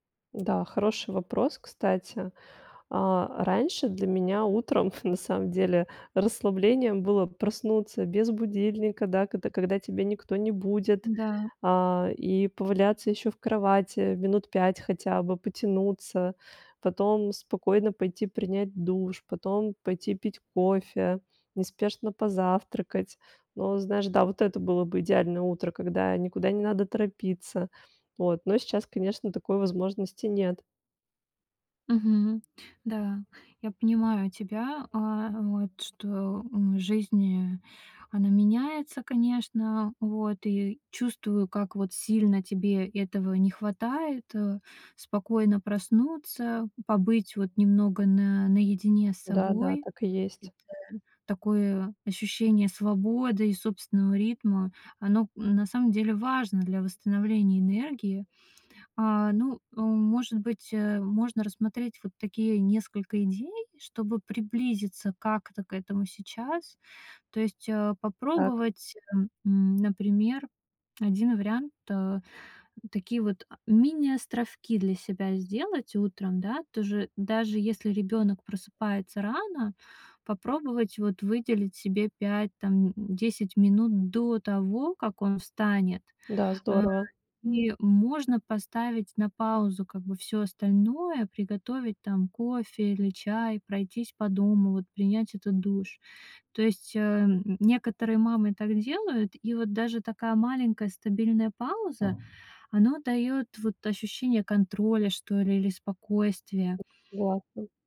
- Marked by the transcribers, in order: chuckle; tapping; other background noise
- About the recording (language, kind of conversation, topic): Russian, advice, Как справиться с постоянным напряжением и невозможностью расслабиться?